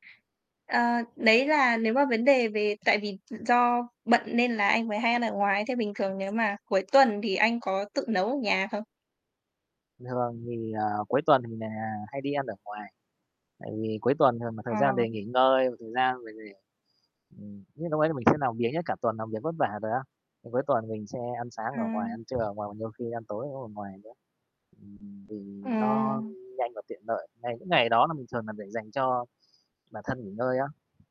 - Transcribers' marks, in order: other background noise; static; tapping; other noise; distorted speech; "làm" said as "nàm"; "làm" said as "nàm"; unintelligible speech; "lợi" said as "nợi"
- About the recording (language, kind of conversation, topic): Vietnamese, unstructured, Bạn nghĩ gì về việc ăn ngoài so với nấu ăn tại nhà?
- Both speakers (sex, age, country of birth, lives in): female, 20-24, Vietnam, Vietnam; male, 30-34, Vietnam, Vietnam